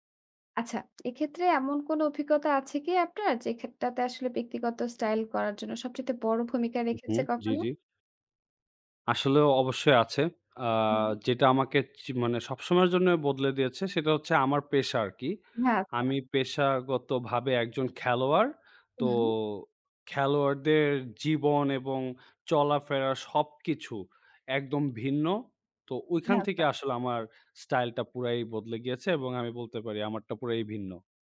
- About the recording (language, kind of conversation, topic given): Bengali, podcast, কোন অভিজ্ঞতা তোমার ব্যক্তিগত স্টাইল গড়তে সবচেয়ে বড় ভূমিকা রেখেছে?
- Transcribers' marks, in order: other background noise